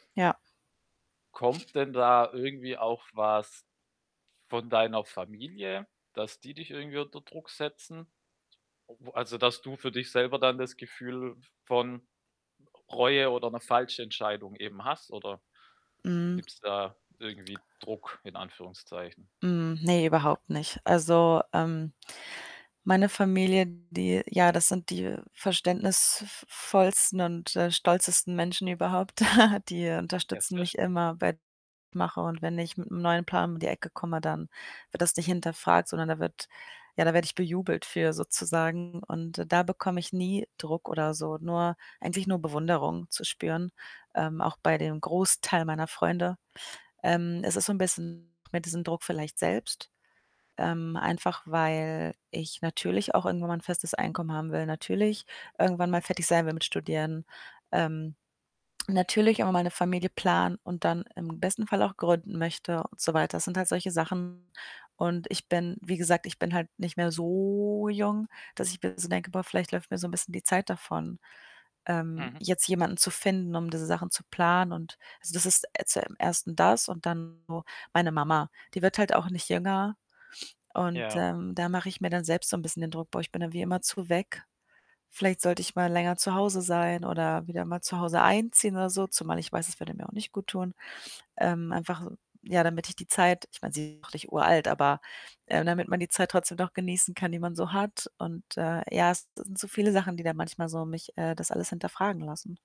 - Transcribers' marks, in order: static; other background noise; distorted speech; chuckle; drawn out: "so"; tapping
- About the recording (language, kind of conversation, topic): German, advice, Wie kann ich meine Lebensprioritäten so setzen, dass ich später keine schwerwiegenden Entscheidungen bereue?